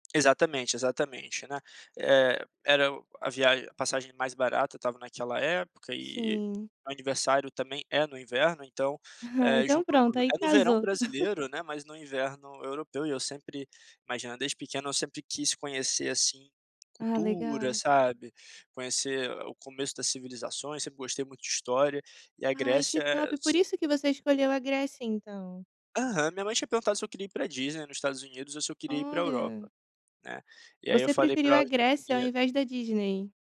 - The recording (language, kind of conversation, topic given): Portuguese, podcast, Já perdeu a sua mala durante uma viagem?
- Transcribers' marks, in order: giggle